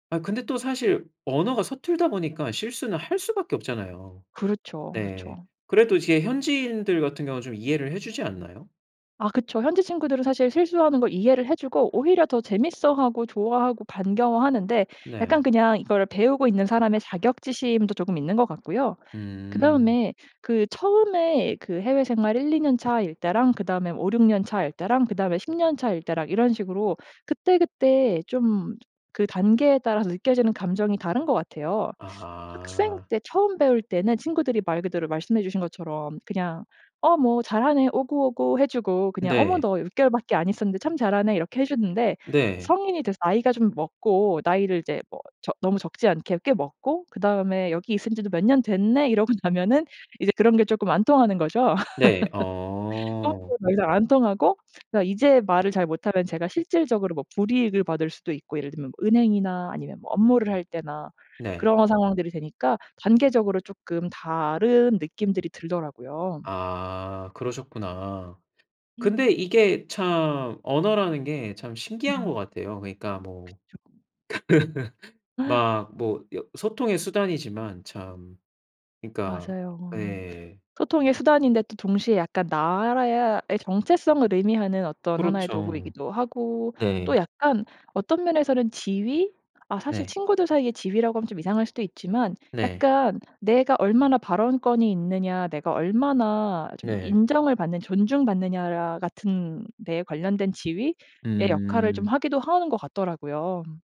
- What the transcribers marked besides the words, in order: tapping; other background noise; laughing while speaking: "이러고 나면은"; laugh; laugh
- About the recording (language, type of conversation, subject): Korean, podcast, 언어나 이름 때문에 소외감을 느껴본 적이 있나요?